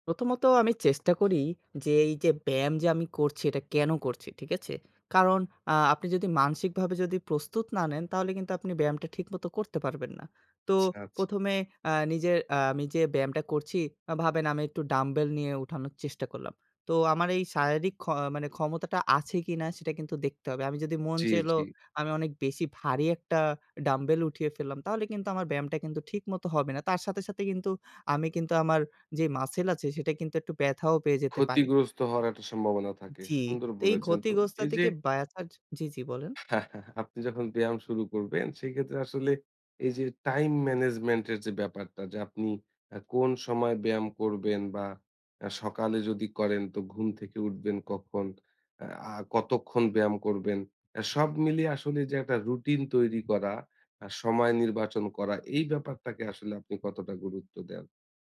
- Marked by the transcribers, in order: other background noise; chuckle
- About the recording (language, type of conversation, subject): Bengali, podcast, আপনি ব্যায়াম শুরু করার সময় কোন কোন বিষয় মাথায় রাখেন?